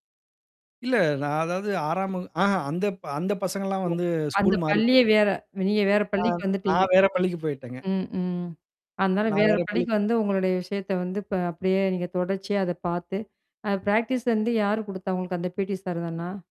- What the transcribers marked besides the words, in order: static; mechanical hum; other background noise; distorted speech; in English: "பிராக்டிஸ்"; in English: "பீடி சார்"
- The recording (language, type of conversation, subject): Tamil, podcast, இன்றுவரை நீங்கள் பார்த்த மிகவும் நினைவில் நிற்கும் நேரடி அனுபவம் எது?